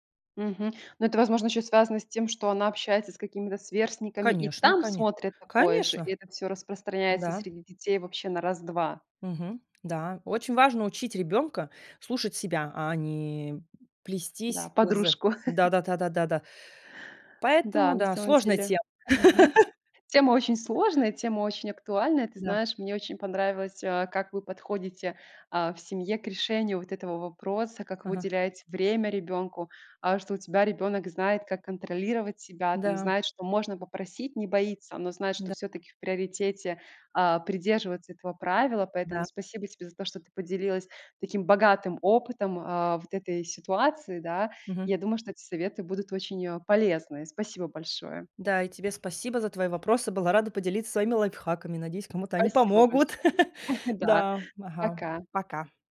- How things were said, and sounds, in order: stressed: "там"; tapping; laugh; laugh; chuckle; laugh
- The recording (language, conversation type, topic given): Russian, podcast, Как вы регулируете экранное время у детей?